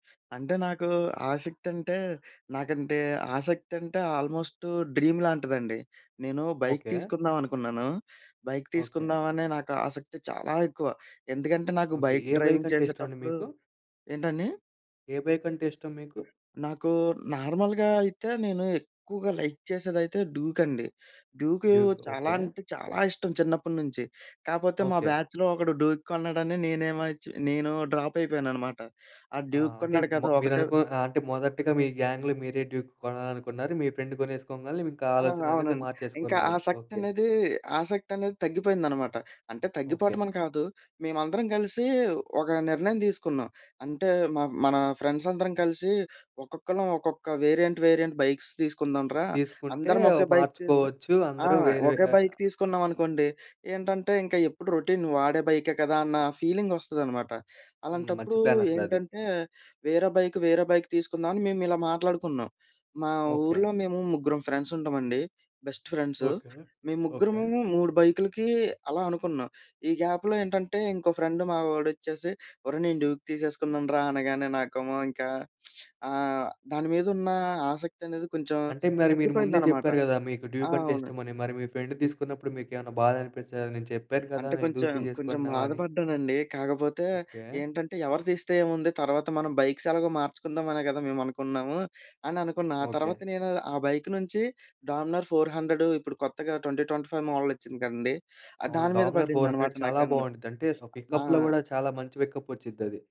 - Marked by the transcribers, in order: other background noise; in English: "డ్రీమ్"; in English: "బైక్"; in English: "బైక్"; in English: "బైక్ డ్రైవింగ్"; in English: "నార్మల్‌గా"; in English: "లైక్"; in English: "డ్యూక్"; in English: "డ్యూక్"; in English: "బ్యాచ్‌లో"; in English: "డ్యూక్"; in English: "డ్రాప్"; in English: "డ్యూక్"; in English: "గ్యాంగ్‌లో"; in English: "డ్యూక్"; in English: "ఫ్రెండ్"; in English: "వేరియంట్, వేరియంట్ బైక్స్"; in English: "బైక్"; in English: "బైక్"; in English: "రొటీన్"; in English: "ఫీలింగ్"; in English: "బైక్"; in English: "బైక్"; in English: "ఫ్రెండ్స్"; in English: "గ్యాప్‌లో"; in English: "ఫ్రెండ్"; in English: "డ్యూక్"; in English: "డ్యూక్"; in English: "ఫ్రెండ్"; in English: "బైక్స్"; in English: "బైక్"; in English: "డామినర్"; in English: "ట్వంటీ ట్వంటీ ఫైవ్"; in English: "డామినర్ ఫోర్ హండ్రెడ్"; in English: "పికప్‌లో"; in English: "పికప్"
- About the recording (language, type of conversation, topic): Telugu, podcast, ఆసక్తిని నిలబెట్టుకోవడానికి మీరు ఏం చేస్తారు?